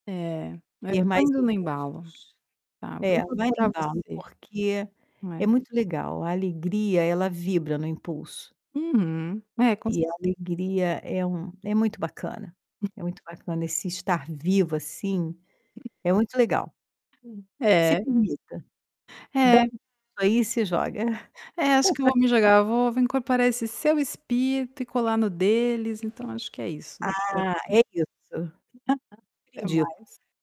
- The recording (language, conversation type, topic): Portuguese, podcast, Você já fez algo por impulso que mudou a sua vida?
- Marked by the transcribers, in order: distorted speech; static; tapping; other background noise; other noise; laugh; mechanical hum; chuckle